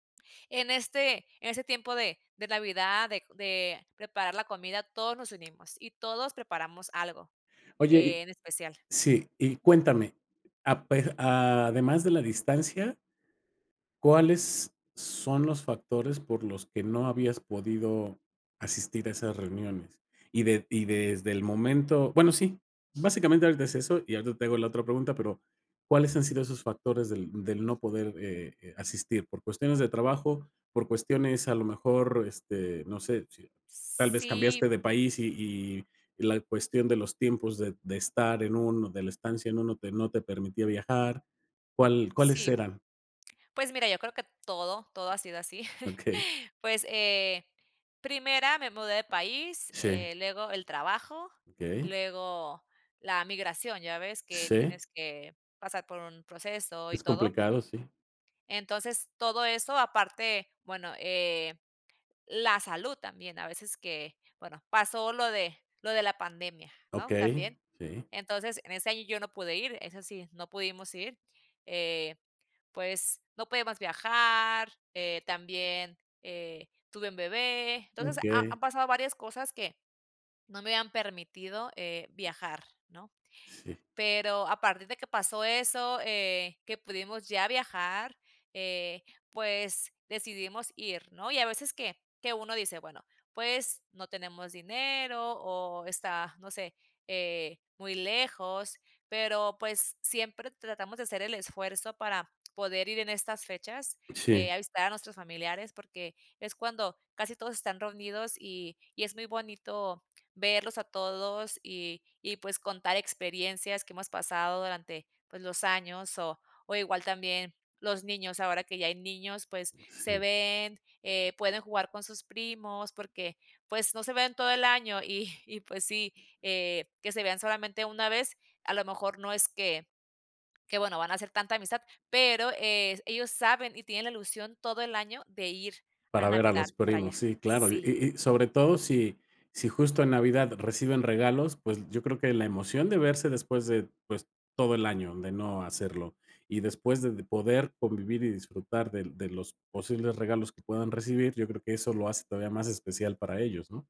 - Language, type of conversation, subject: Spanish, podcast, ¿Qué tradiciones ayudan a mantener unidos a tus parientes?
- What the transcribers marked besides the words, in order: other background noise; chuckle